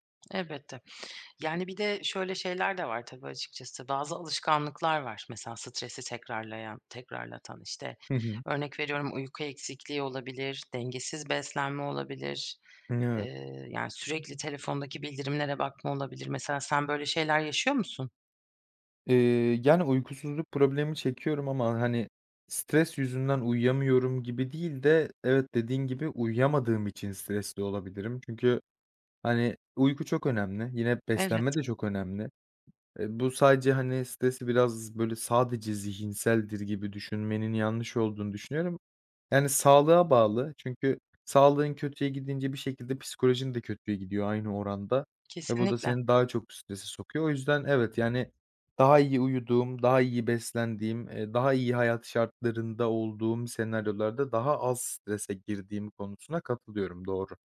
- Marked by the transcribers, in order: tapping; other background noise
- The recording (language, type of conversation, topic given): Turkish, podcast, Stres sonrası toparlanmak için hangi yöntemleri kullanırsın?